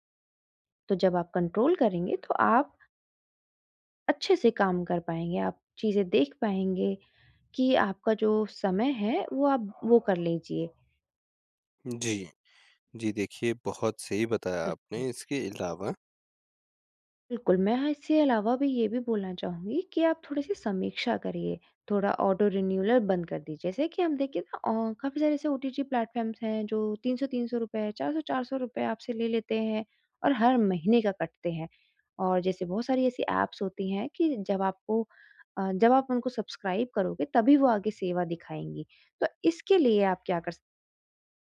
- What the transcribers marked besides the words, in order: in English: "कंट्रोल"; dog barking; other background noise; in English: "ऑटो रिन्यूअल"; in English: "प्लेटफ़ॉर्म्स"; in English: "ऐप्स"; in English: "सब्सक्राइब"
- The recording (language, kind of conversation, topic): Hindi, advice, आप अपने डिजिटल उपयोग को कम करके सब्सक्रिप्शन और सूचनाओं से कैसे छुटकारा पा सकते हैं?